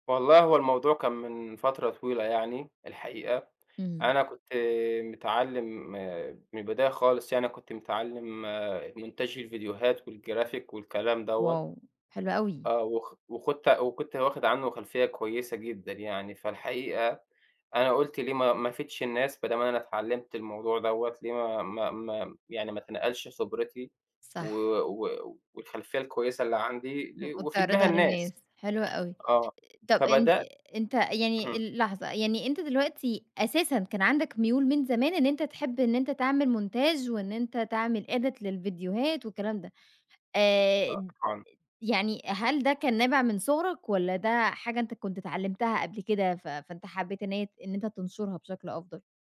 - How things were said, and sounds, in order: in French: "مونتاج"; in English: "والجرافيك"; in English: "واو"; in French: "مونتاج"; in English: "edit"; unintelligible speech; other background noise; unintelligible speech
- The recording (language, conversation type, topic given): Arabic, podcast, تحكيلي إزاي بدأتي تعملي محتوى على السوشيال ميديا؟